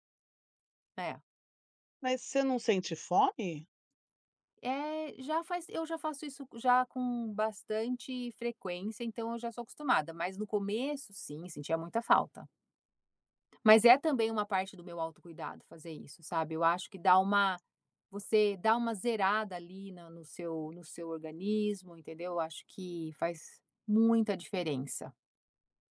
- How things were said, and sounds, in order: tapping
- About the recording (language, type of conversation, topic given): Portuguese, podcast, Como você encaixa o autocuidado na correria do dia a dia?